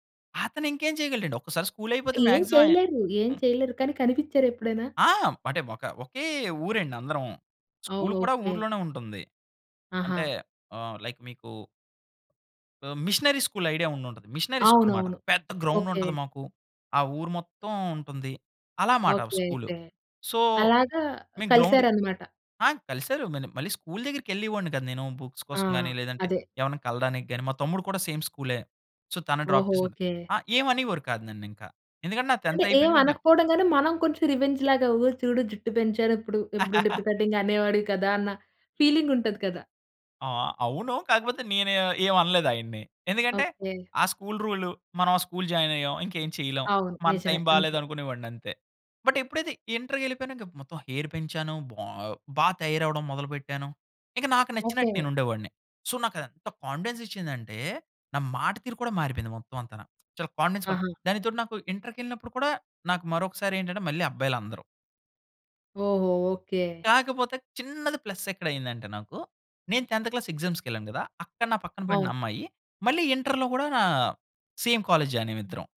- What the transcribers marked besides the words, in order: other background noise; in English: "లైక్"; in English: "మిషనరీ స్కూల్"; in English: "మిషనరీ స్కూల్"; in English: "గ్రౌండ్"; in English: "సో"; in English: "గ్రౌండ్"; in English: "బుక్స్"; in English: "సేమ్"; in English: "సో"; in English: "డ్రాప్"; laugh; in English: "ఫీలింగ్"; in English: "స్కూల్ రూల్"; in English: "స్కూల్ జాయిన్"; in English: "బట్"; in English: "హెయిర్"; in English: "సో"; in English: "కాన్ఫిడెన్స్"; in English: "కాన్ఫిడెన్స్"; in English: "ప్లస్"; in English: "టెన్త్ క్లాస్ ఎగ్జామ్స్‌కి"; in English: "సేమ్ కాలేజ్ జాయిన్"
- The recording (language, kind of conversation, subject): Telugu, podcast, స్టైల్‌లో మార్పు చేసుకున్న తర్వాత మీ ఆత్మవిశ్వాసం పెరిగిన అనుభవాన్ని మీరు చెప్పగలరా?